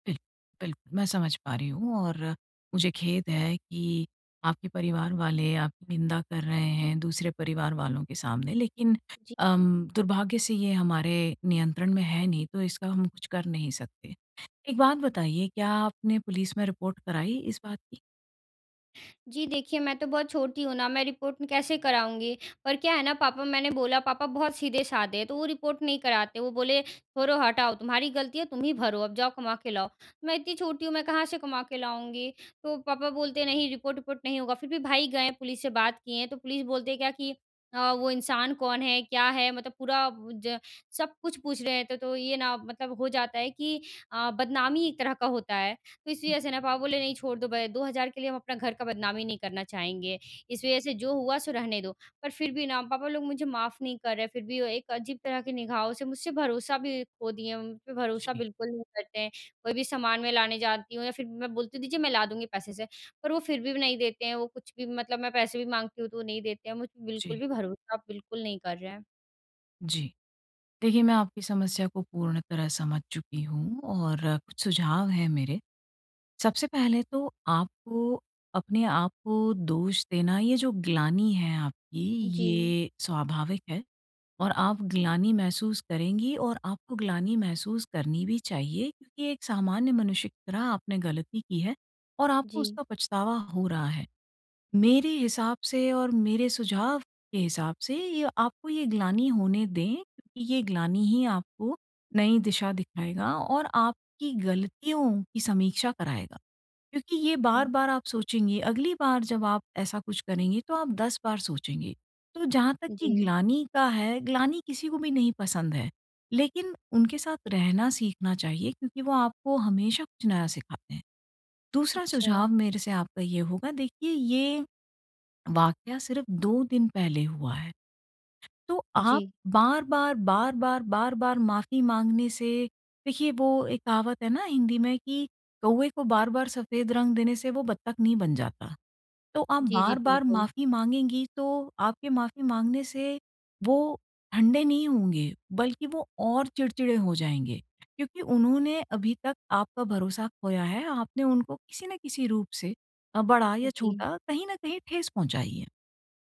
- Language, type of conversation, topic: Hindi, advice, मैं अपनी गलती स्वीकार करके उसे कैसे सुधारूँ?
- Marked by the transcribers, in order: in English: "रिपोर्ट"; in English: "रिपोर्ट"; in English: "रिपोर्ट"; in English: "रिपोर्ट"; other noise; tapping